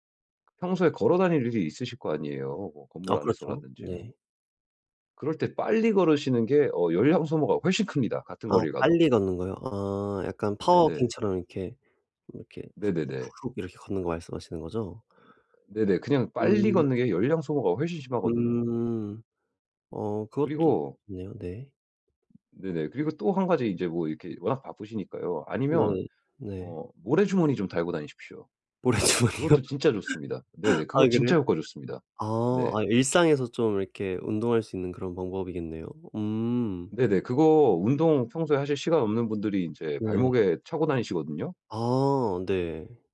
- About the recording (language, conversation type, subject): Korean, advice, 일과 휴식의 균형을 어떻게 잘 잡을 수 있을까요?
- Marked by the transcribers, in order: tapping; in English: "파워 워킹처럼"; other background noise; laughing while speaking: "모래 주머니요?"; laugh